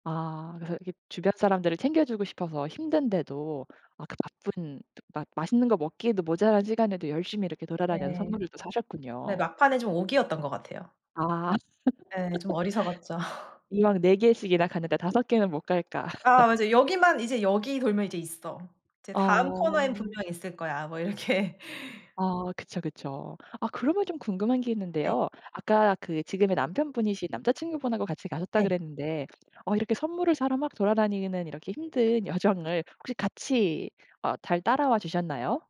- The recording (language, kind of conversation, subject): Korean, podcast, 가장 기억에 남는 여행은 언제였나요?
- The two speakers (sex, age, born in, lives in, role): female, 35-39, South Korea, Netherlands, guest; female, 35-39, South Korea, Sweden, host
- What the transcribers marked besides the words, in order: other background noise; laugh; sigh; laugh; tapping; laughing while speaking: "이렇게"; laughing while speaking: "여정을"